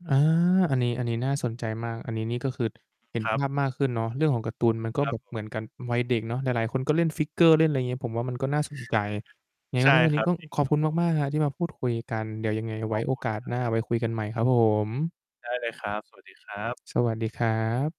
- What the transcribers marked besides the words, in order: distorted speech; in English: "figure"; chuckle
- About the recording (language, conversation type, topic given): Thai, podcast, หนังหรือการ์ตูนที่คุณดูตอนเด็กๆ ส่งผลต่อคุณในวันนี้อย่างไรบ้าง?